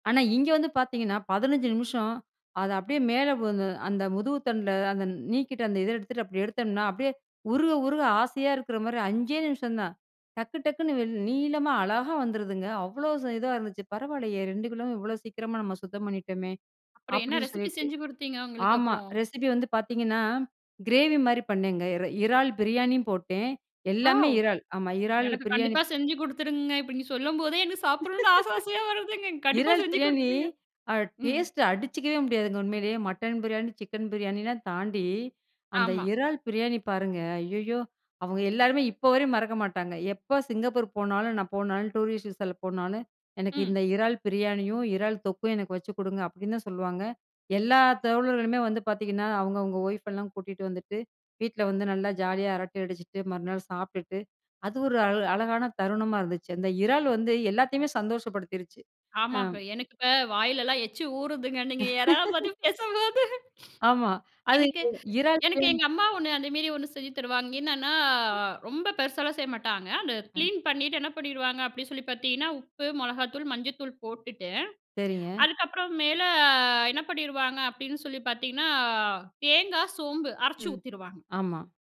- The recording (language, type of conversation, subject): Tamil, podcast, சமையலில் உங்களுக்குப் பிடித்த சமையல் செய்முறை எது?
- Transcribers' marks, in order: other noise; in English: "ரெசிபி"; in English: "ரெசிபி"; in English: "கிரேவி"; laughing while speaking: "எனக்கு சாப்பிடணுனு ஆச ஆசையா வருதுங்க. கண்டிப்பா செஞ்சு கொடுத்துருங்க"; laugh; in English: "டேஸ்ட்ட"; in English: "மட்டன் பிரியாணி, சிக்கன்"; in English: "டூரிஸ்ட் விசால"; in English: "ஒய்ஃப்"; laugh; laughing while speaking: "நீங்க இறா பத்தி பேசும்போது"; sniff; in English: "கிளீன்"; drawn out: "மேல"; drawn out: "பார்த்தீங்கன்னா"